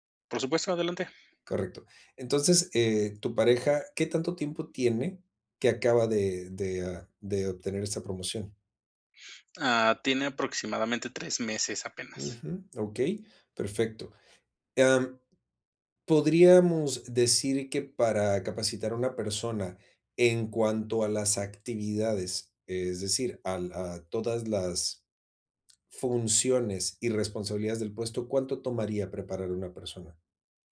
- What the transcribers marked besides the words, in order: none
- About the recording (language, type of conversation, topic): Spanish, advice, ¿Cómo puedo equilibrar de manera efectiva los elogios y las críticas?